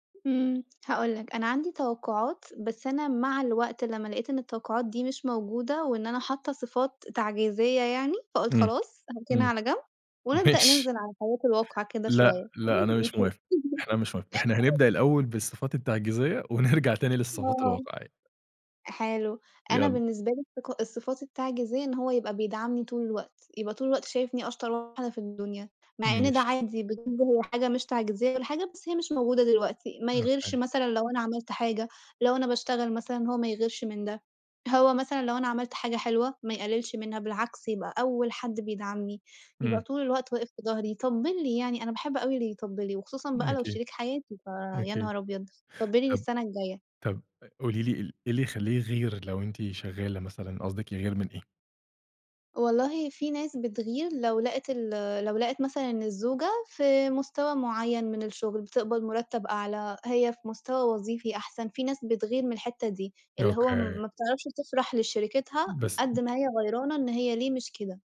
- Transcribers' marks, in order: laughing while speaking: "ماشي"; laugh
- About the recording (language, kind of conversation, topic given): Arabic, podcast, ايه الحاجات اللي بتاخدها في اعتبارك قبل ما تتجوز؟